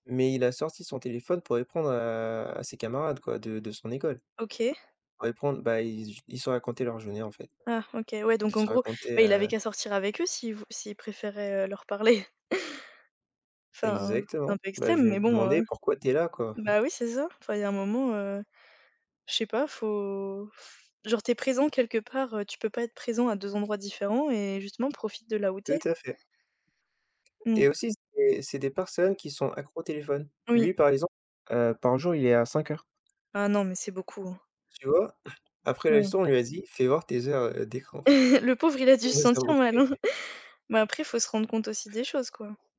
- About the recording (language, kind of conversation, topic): French, unstructured, Qu’apporte la communication à une relation amoureuse ?
- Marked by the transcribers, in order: drawn out: "à"; chuckle; chuckle; chuckle; chuckle; laughing while speaking: "hein"